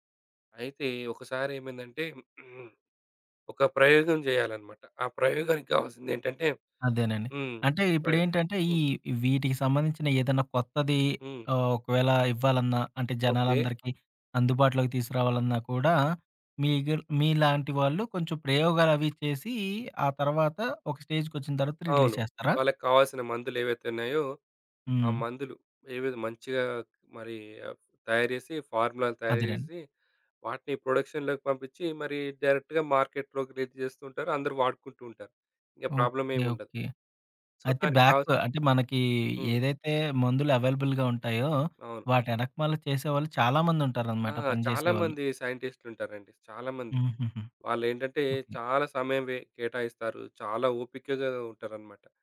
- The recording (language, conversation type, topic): Telugu, podcast, బలహీనతను బలంగా మార్చిన ఒక ఉదాహరణ చెప్పగలరా?
- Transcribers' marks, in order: throat clearing; other background noise; in English: "స్టేజ్‌కి"; in English: "రిలీజ్"; in English: "ప్రొడక్షన్‌లోకి"; in English: "డైరెక్ట్‌గా మార్కెట్‌లోకి రిలీస్"; in English: "ప్రాబ్లమ్"; in English: "బ్యాక్"; in English: "సో"; in English: "అవైలబుల్‌గా"